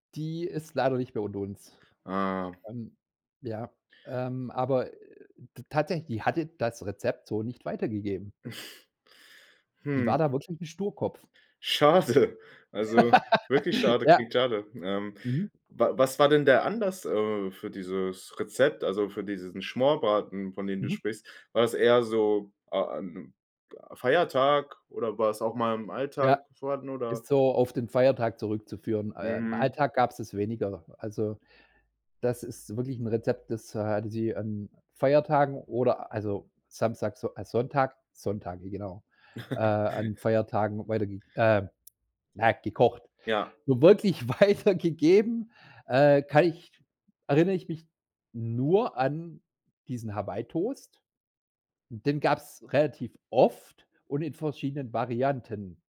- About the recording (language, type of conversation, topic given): German, podcast, Welches Familienrezept würdest du unbedingt weitergeben?
- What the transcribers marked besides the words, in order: other background noise; chuckle; laughing while speaking: "Schade"; laugh; chuckle; laughing while speaking: "wirklich weitergegeben"